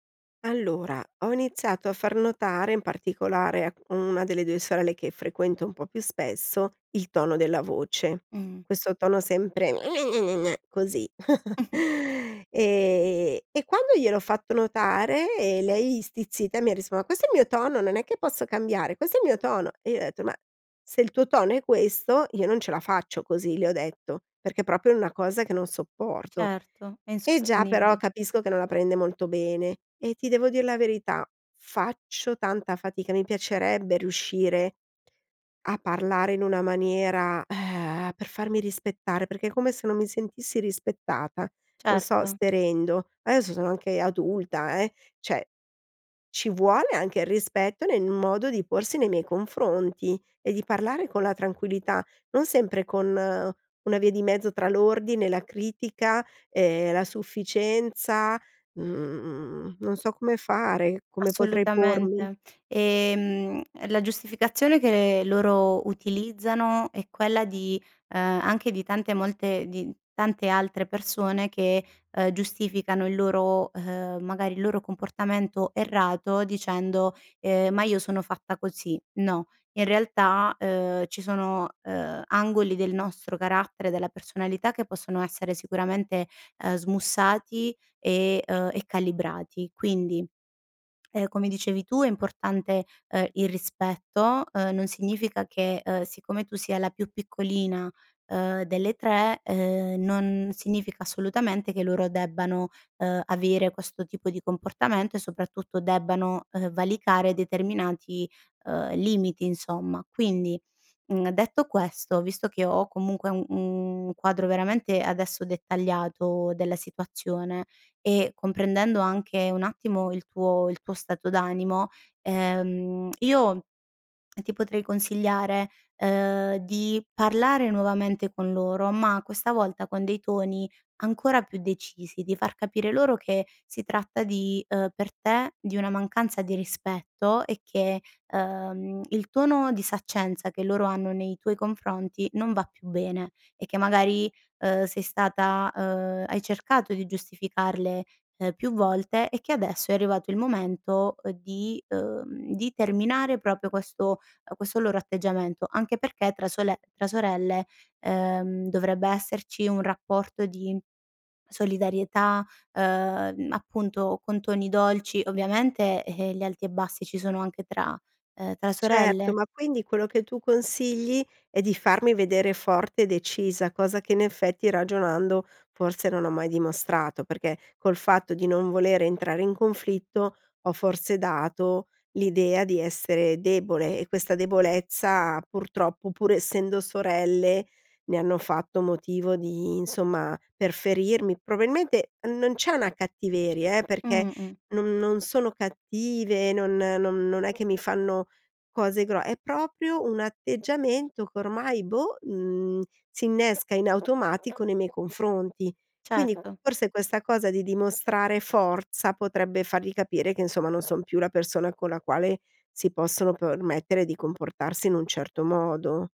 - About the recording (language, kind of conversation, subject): Italian, advice, Come ti senti quando la tua famiglia non ti ascolta o ti sminuisce?
- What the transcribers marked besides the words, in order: put-on voice: "gne-gne-gne-gne"; chuckle; "risposto" said as "rispò"; put-on voice: "Ma questo è il mio … il mio tono!"; "proprio" said as "propio"; lip trill; "Adesso" said as "aeso"; "Cioè" said as "ceh"; other background noise; tapping; tsk; tsk; "proprio" said as "propio"; "Probabilmente" said as "probilmente"; "proprio" said as "propio"; "permettere" said as "pormettere"